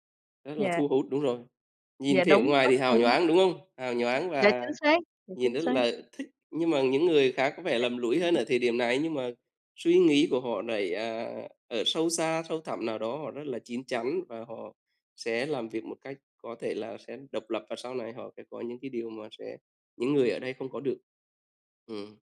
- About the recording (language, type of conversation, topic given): Vietnamese, unstructured, Bạn nghĩ sao về việc bắt đầu tiết kiệm tiền từ khi còn trẻ?
- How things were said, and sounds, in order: tapping; other background noise